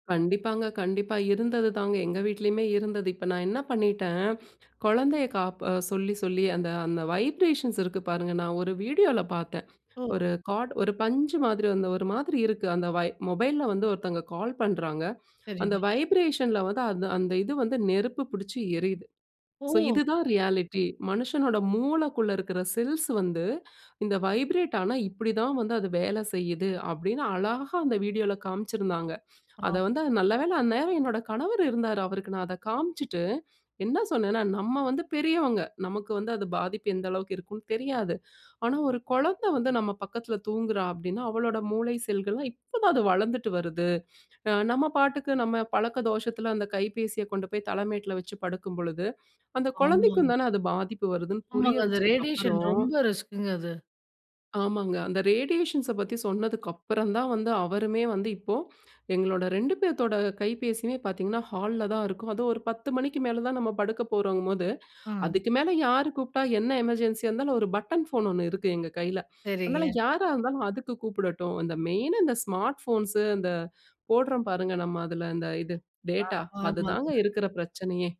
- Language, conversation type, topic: Tamil, podcast, தொலைபேசி பயன்பாடும் சமூக வலைதளப் பயன்பாடும் மனஅழுத்தத்தை அதிகரிக்கிறதா, அதை நீங்கள் எப்படி கையாள்கிறீர்கள்?
- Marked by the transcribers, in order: in English: "வைப்ரேஷன்ஸ்"; in English: "ரியாலிட்டி"; in English: "வைப்ரேட்"; other background noise; in English: "ரேடியேஷன்"; in English: "ரேடியேஷன்ஸ"